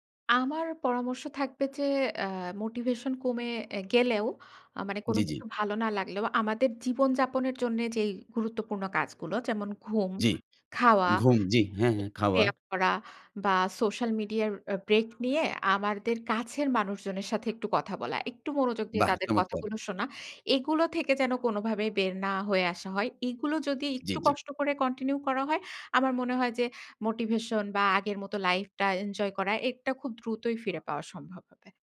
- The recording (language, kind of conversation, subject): Bengali, podcast, মোটিভেশন কমে গেলে আপনি কীভাবে নিজেকে আবার উদ্দীপ্ত করেন?
- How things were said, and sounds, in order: none